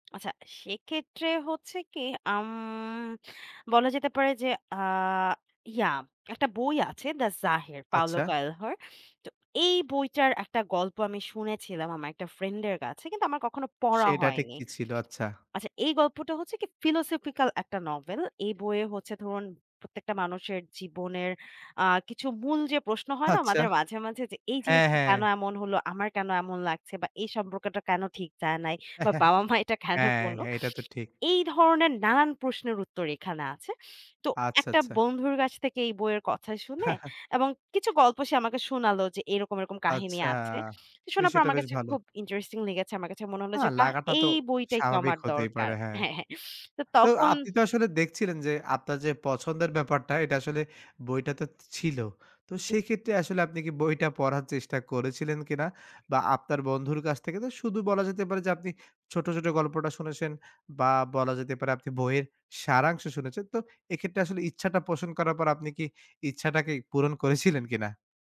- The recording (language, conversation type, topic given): Bengali, podcast, তোমার পছন্দের গল্প বলার মাধ্যমটা কী, আর কেন?
- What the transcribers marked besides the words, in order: in English: "ফিলোসফিক্যাল"; scoff; sniff; sniff; scoff; sniff; sniff; "বইটাতে" said as "বইটাতেত"